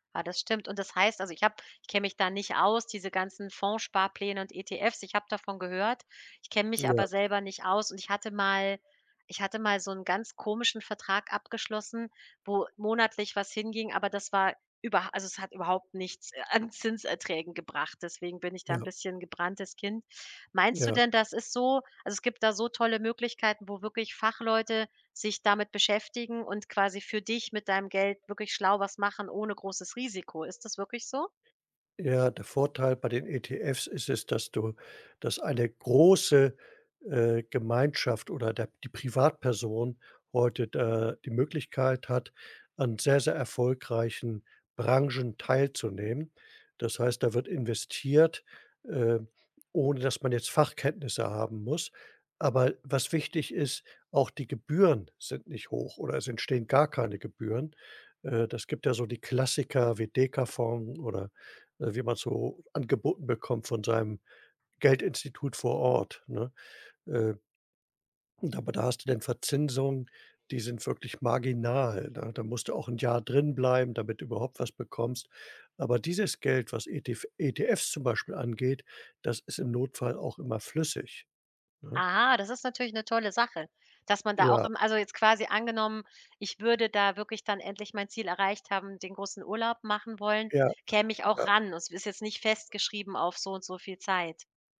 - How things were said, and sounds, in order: tapping; other background noise
- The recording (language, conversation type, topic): German, advice, Wie kann ich meine Ausgaben reduzieren, wenn mir dafür die Motivation fehlt?